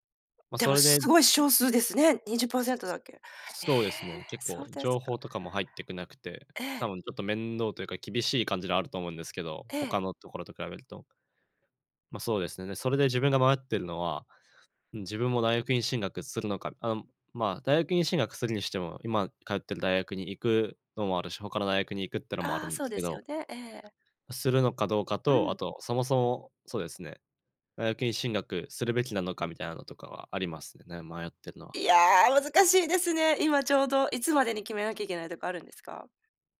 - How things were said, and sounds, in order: joyful: "いや、難しいですね"
- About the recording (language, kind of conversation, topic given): Japanese, advice, 選択を迫られ、自分の価値観に迷っています。どうすれば整理して決断できますか？